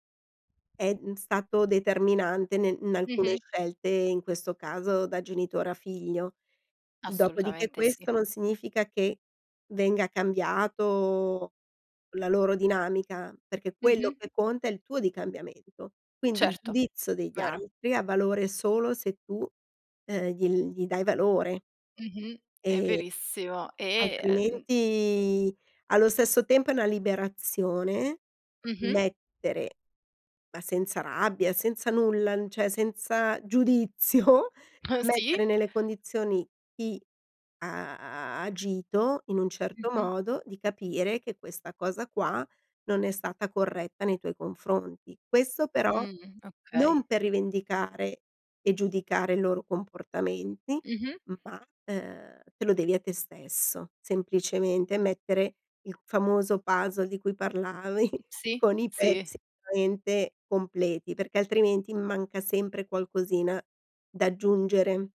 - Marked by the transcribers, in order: other background noise; "cioè" said as "ceh"; laughing while speaking: "giudizio"; drawn out: "ha"; drawn out: "Mh"; laughing while speaking: "parlavi"; unintelligible speech
- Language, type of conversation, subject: Italian, podcast, Come gestisci il giudizio degli altri nelle tue scelte?